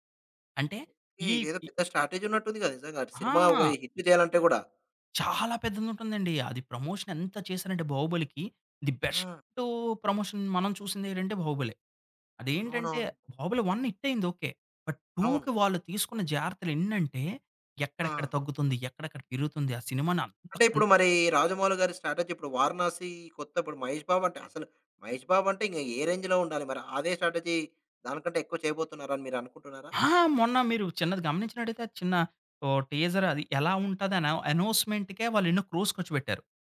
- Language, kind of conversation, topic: Telugu, podcast, సోషల్ మీడియా ట్రెండ్‌లు మీ సినిమా ఎంపికల్ని ఎలా ప్రభావితం చేస్తాయి?
- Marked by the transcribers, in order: in English: "స్ట్రాటజీ"; in English: "హిట్"; in English: "ప్రమోషన్"; in English: "థి బెస్ట్ ప్రమోషన్"; in English: "హిట్"; in English: "బట్ 2కి"; other noise; in English: "స్ట్రాటజీ"; in English: "రేంజ్‌లో"; in English: "స్ట్రాటజీ"; in English: "టీజర్"; in English: "అనౌన్స్‌మెంట్‌కే"; in English: "క్రోర్స్"